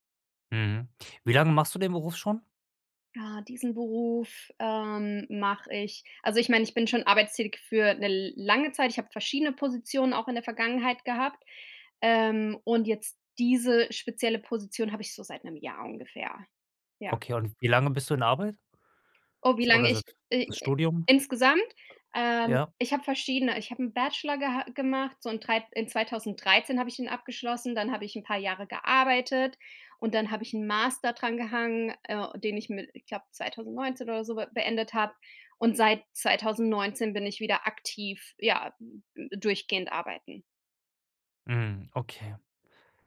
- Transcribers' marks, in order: unintelligible speech
- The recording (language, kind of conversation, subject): German, advice, Wie kann ich meine Konzentration bei Aufgaben verbessern und fokussiert bleiben?